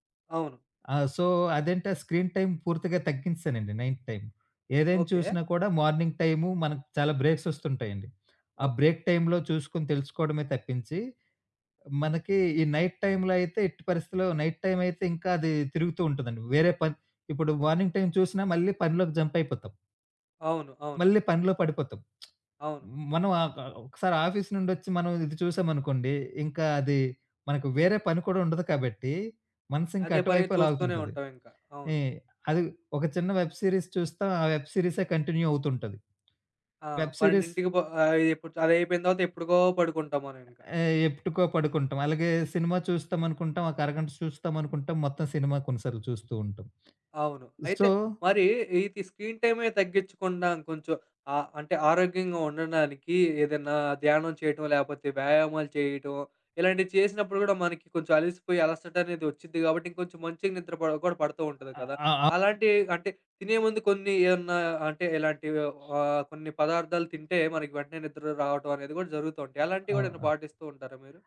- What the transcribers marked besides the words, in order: other background noise; in English: "సో"; in English: "స్క్రీన్ టైమ్"; in English: "నైట్ టైమ్"; in English: "మార్నింగ్"; in English: "బ్రేక్ టైమ్‌లో"; in English: "నైట్ టైమ్‌లో"; in English: "నైట్"; in English: "మార్నింగ్ టైమ్"; in English: "ఆఫీస్"; in English: "వెబ్ సీరీస్"; in English: "కంటిన్యూ"; in English: "వెబ్ సీరీస్"; in English: "సో"; in English: "స్క్రీన్"
- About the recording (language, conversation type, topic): Telugu, podcast, సమాచార భారం వల్ల నిద్ర దెబ్బతింటే మీరు దాన్ని ఎలా నియంత్రిస్తారు?